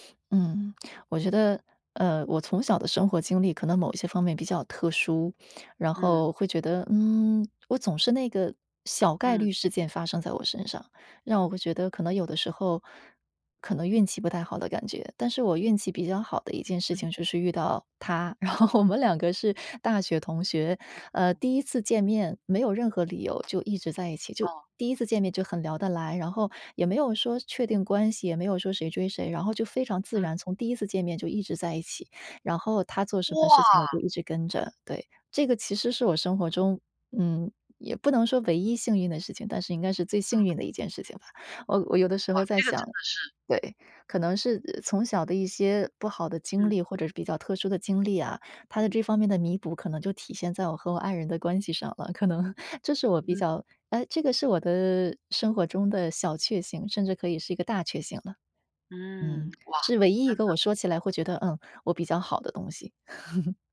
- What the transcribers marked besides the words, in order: laughing while speaking: "然后"; other background noise; surprised: "哇！"; laughing while speaking: "可能"; chuckle
- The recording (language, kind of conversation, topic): Chinese, unstructured, 你怎么看待生活中的小确幸？